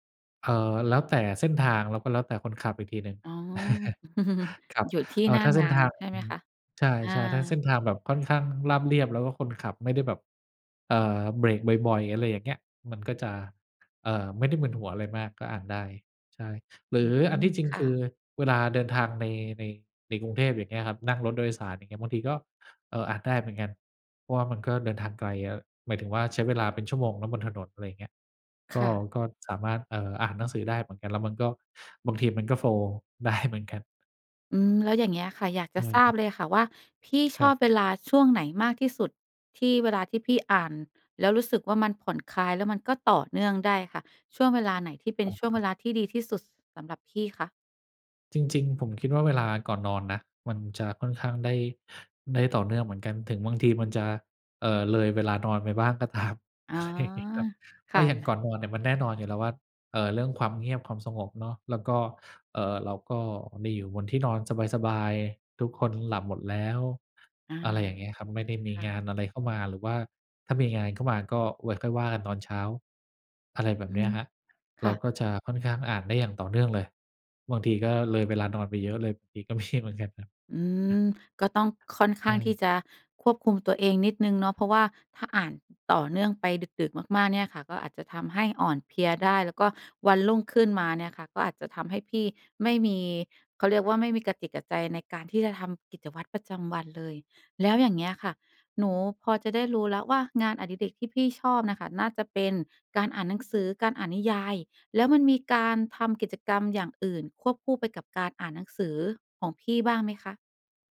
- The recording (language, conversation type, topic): Thai, podcast, บอกเล่าช่วงที่คุณเข้าโฟลว์กับงานอดิเรกได้ไหม?
- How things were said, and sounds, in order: chuckle; in English: "โฟลว์"; laughing while speaking: "ได้"; laughing while speaking: "ตาม อะไรอย่างงี้ครับ"; laughing while speaking: "ก็มี"; chuckle